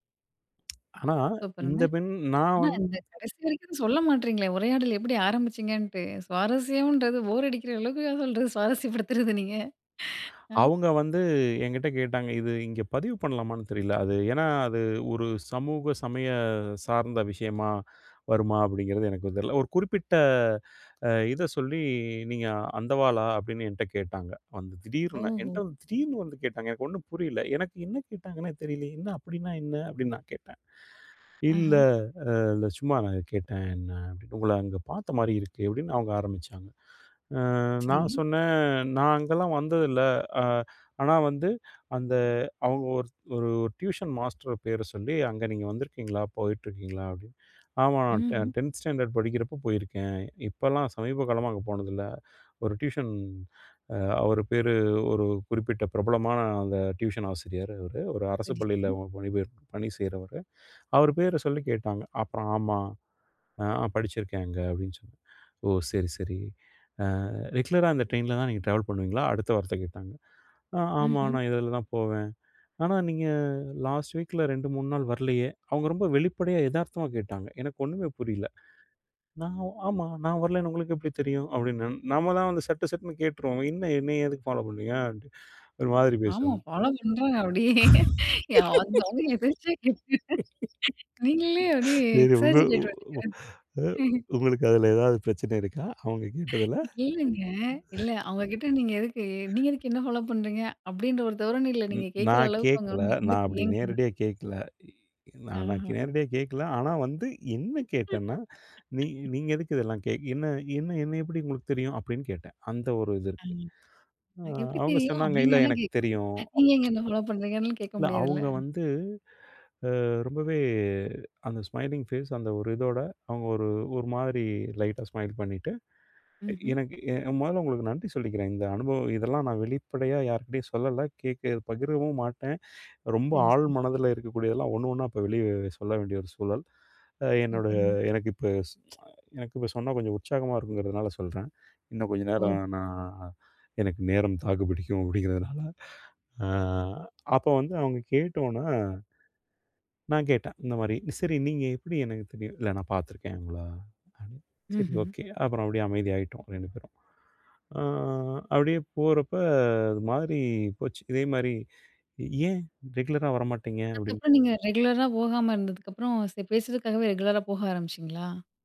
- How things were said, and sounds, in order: tapping; other background noise; in English: "ரெகுலரா"; in English: "லாஸ்ட் வீக்கில"; laughing while speaking: "ஆமாம், பாலோ பண்றாங்க அப்படியே, நீங்களே அப்படியே எக்ஸாஜிரேட்டரா நீங்க?"; unintelligible speech; in English: "ஃபாலோ"; in English: "எக்ஸாஜிரேட்டரா"; laugh; laughing while speaking: "சரி உங்கள உ அ உங்களுக்கு அதில ஏதாவது பிரச்சனை இருக்கா, அவங்க கேட்டதில?"; laugh; laugh; chuckle; lip smack; in English: "ஸ்மைலிங் ஃபேஸ்"; chuckle; in English: "ரெகுலரா"
- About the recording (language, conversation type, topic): Tamil, podcast, புதிய மனிதர்களுடன் உரையாடலை எவ்வாறு தொடங்குவீர்கள்?